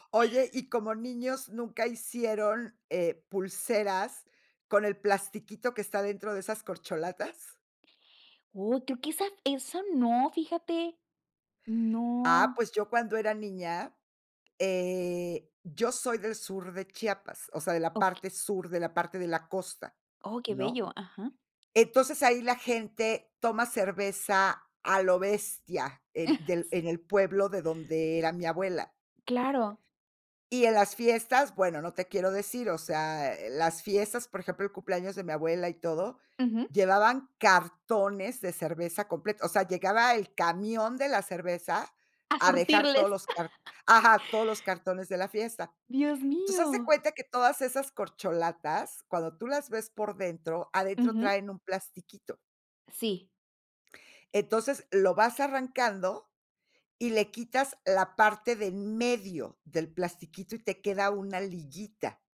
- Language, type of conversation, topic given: Spanish, podcast, ¿Qué actividad conecta a varias generaciones en tu casa?
- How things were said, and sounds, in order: chuckle; other background noise; laughing while speaking: "A surtirles"; "liguita" said as "liyita"